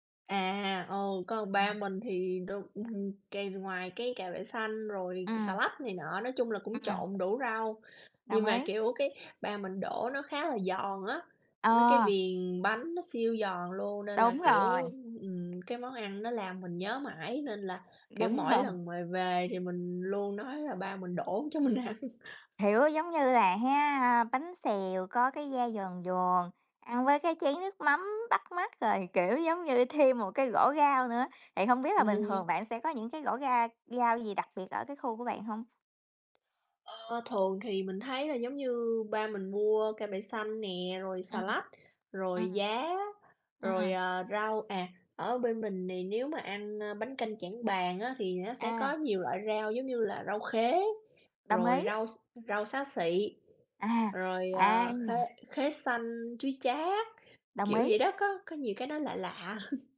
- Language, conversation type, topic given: Vietnamese, unstructured, Món ăn nào gắn liền với ký ức tuổi thơ của bạn?
- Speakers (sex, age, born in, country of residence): female, 30-34, Vietnam, United States; female, 35-39, Vietnam, United States
- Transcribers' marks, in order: unintelligible speech; tapping; other background noise; laughing while speaking: "rồi"; laughing while speaking: "cho mình ăn"; "rổ" said as "gổ"; "rau" said as "gau"; chuckle